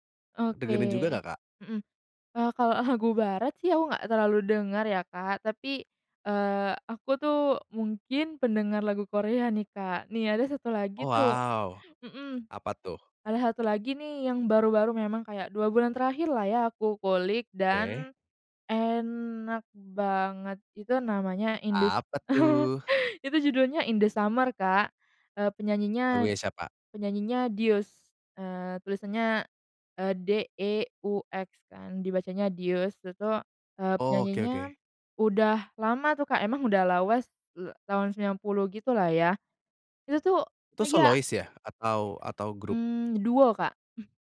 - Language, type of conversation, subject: Indonesian, podcast, Apa lagu yang selalu bikin kamu semangat, dan kenapa?
- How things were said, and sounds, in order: laughing while speaking: "lagu"; put-on voice: "enak banget"; put-on voice: "Apa, tuh?"; chuckle; exhale